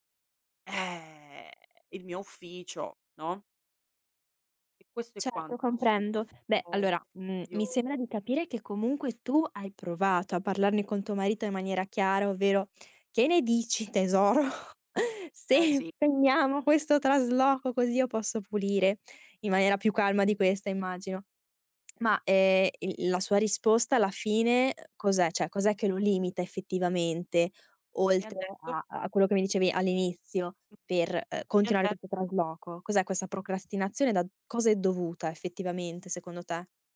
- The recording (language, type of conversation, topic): Italian, advice, Come si manifestano i conflitti di coppia legati allo stress del trasloco e alle nuove responsabilità?
- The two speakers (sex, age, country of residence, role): female, 20-24, Italy, advisor; female, 35-39, Italy, user
- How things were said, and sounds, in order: drawn out: "eh"; other background noise; laughing while speaking: "tesoro, se"; unintelligible speech; "Cioè" said as "ceh"; tapping